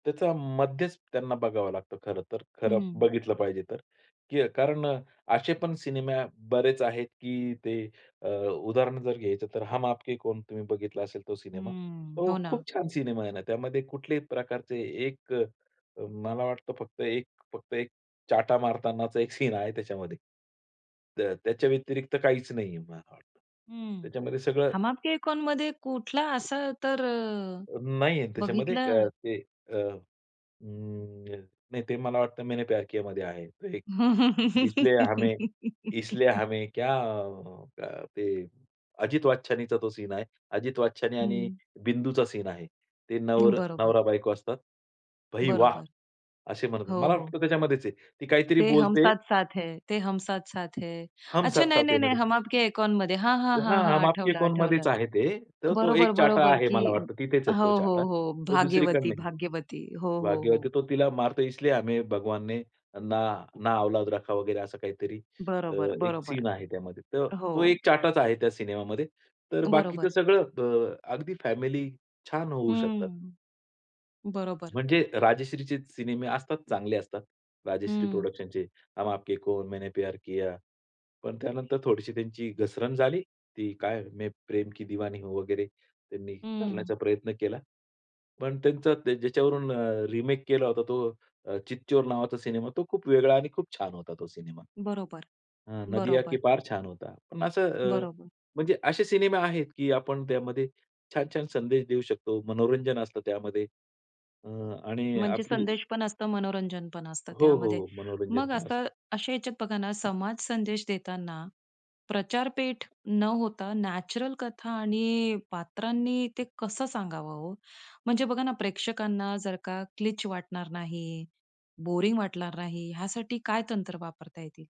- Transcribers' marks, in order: tapping; other background noise; giggle; in Hindi: "तो एक, इसलिये हमे, इसलिये हमे क्या"; in Hindi: "भाई वाह!"; in Hindi: "इसलिए हमें भगवान ने ना नाऔलाद रखा"; in English: "क्लिच"; in English: "बोरिंग"
- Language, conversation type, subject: Marathi, podcast, सिनेमाने समाजाला संदेश द्यावा की फक्त मनोरंजन करावे?